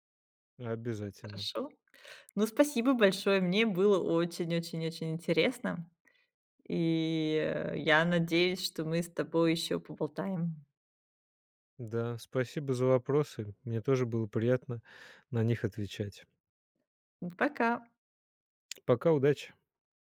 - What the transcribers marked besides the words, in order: drawn out: "И"; tapping
- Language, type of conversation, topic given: Russian, podcast, Как книги и фильмы влияют на твой образ?